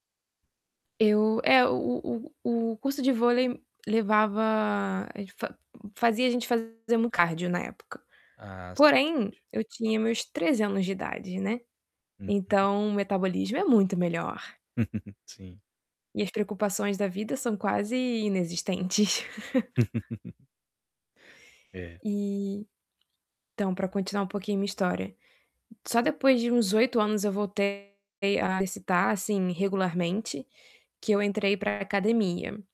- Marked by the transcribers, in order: static; tapping; distorted speech; chuckle; chuckle
- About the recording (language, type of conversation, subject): Portuguese, advice, Como posso superar um platô de desempenho nos treinos?